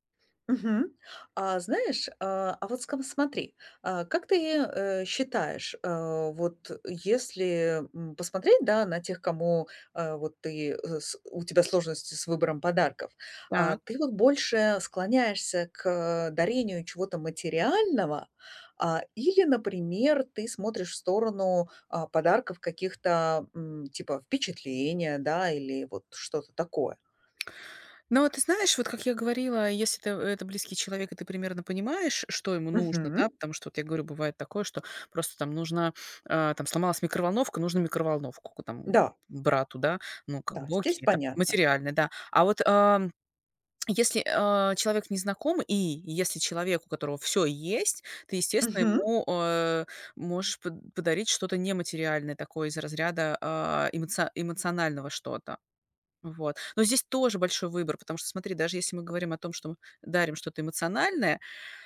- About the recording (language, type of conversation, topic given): Russian, advice, Где искать идеи для оригинального подарка другу и на что ориентироваться при выборе?
- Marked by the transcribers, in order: tapping; other background noise